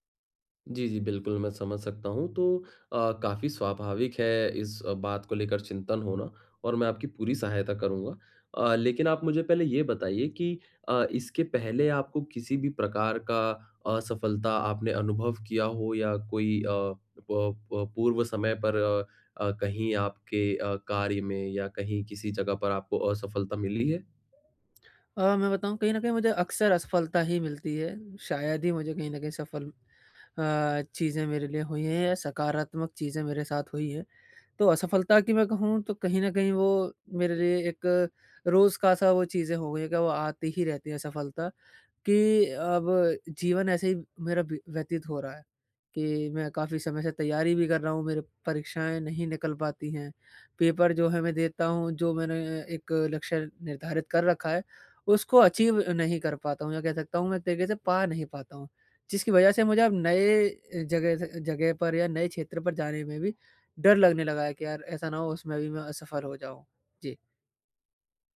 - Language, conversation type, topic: Hindi, advice, असफलता के डर को कैसे पार किया जा सकता है?
- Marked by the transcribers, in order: tapping; in English: "अचीव"